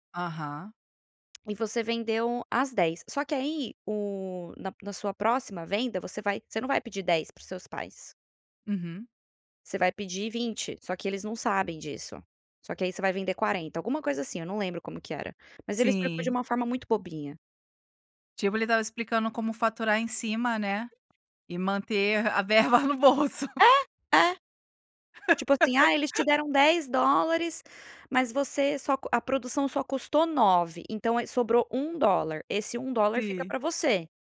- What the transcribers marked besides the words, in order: tapping; laughing while speaking: "a verba no bolso"; laugh
- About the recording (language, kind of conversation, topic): Portuguese, podcast, Como a internet mudou seu jeito de aprender?